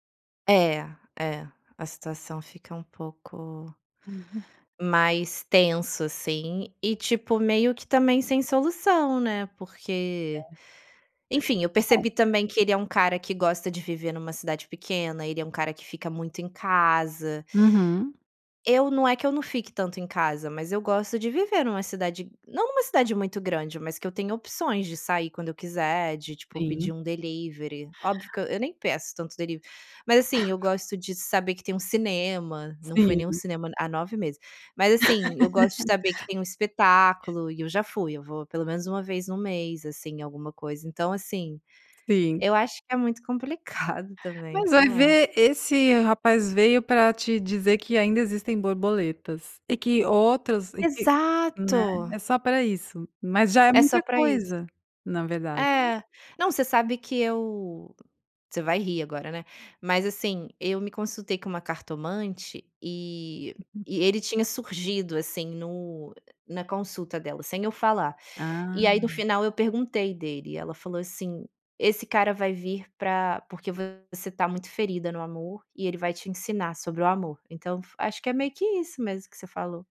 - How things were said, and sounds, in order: laugh; tapping; unintelligible speech; other background noise; laugh; laugh; laughing while speaking: "complicado, também"
- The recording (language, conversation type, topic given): Portuguese, podcast, Como você retoma o contato com alguém depois de um encontro rápido?